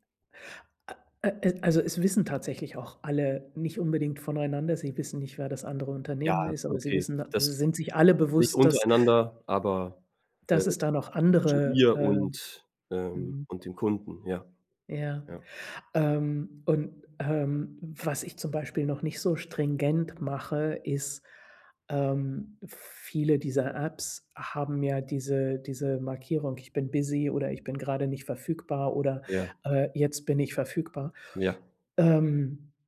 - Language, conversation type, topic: German, advice, Wie kann ich es schaffen, mich länger auf Hausaufgaben oder Arbeit zu konzentrieren?
- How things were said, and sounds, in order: in English: "busy"